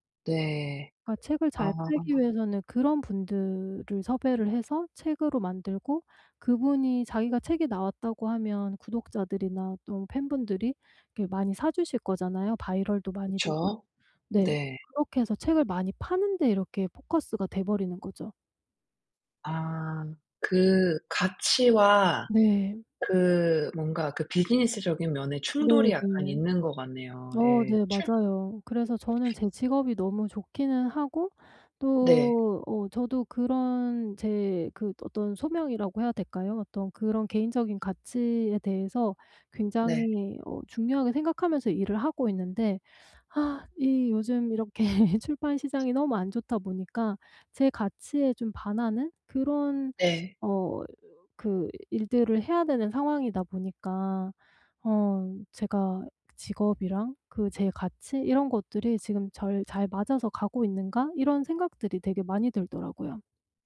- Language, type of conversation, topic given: Korean, advice, 내 직업이 내 개인적 가치와 정말 잘 맞는지 어떻게 알 수 있을까요?
- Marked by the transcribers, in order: in English: "바이럴도"; in English: "포커스가"; other background noise; laughing while speaking: "이렇게"